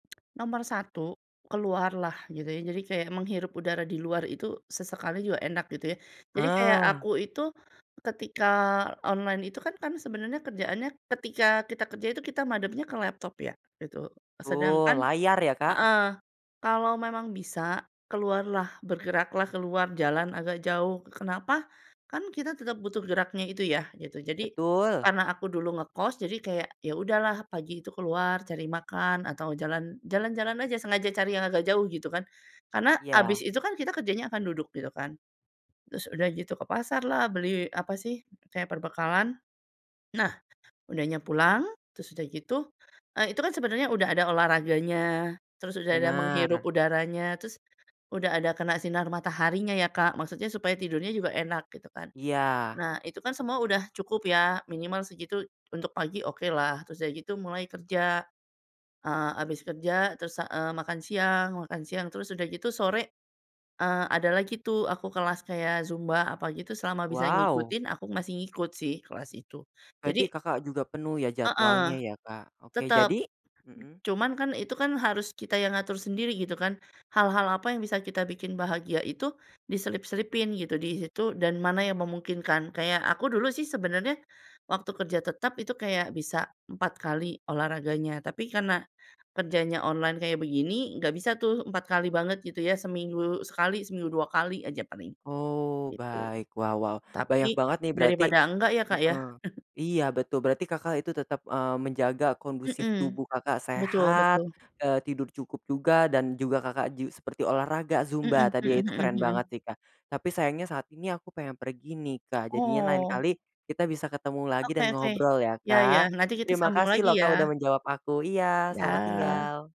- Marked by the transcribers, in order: tapping; in English: "online"; chuckle; other background noise
- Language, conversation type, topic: Indonesian, podcast, Ada cara sederhana untuk mulai lagi tanpa stres?